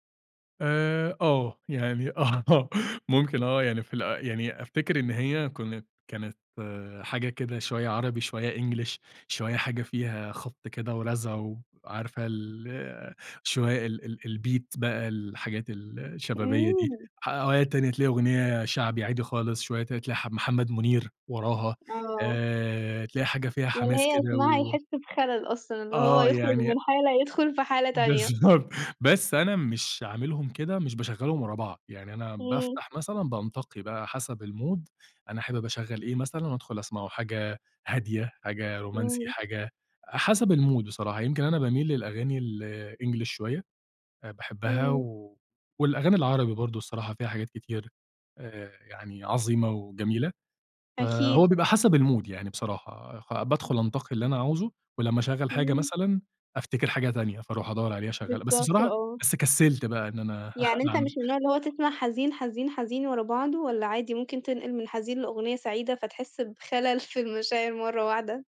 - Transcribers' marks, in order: laughing while speaking: "آه"; in English: "English"; in English: "الbeat"; laughing while speaking: "بالضبط"; in English: "الmood"; in English: "الmood"; in English: "الEnglish"; in English: "الmood"; other background noise; chuckle
- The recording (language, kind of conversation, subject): Arabic, podcast, إزاي بتختار الأغاني لبلاي ليست مشتركة؟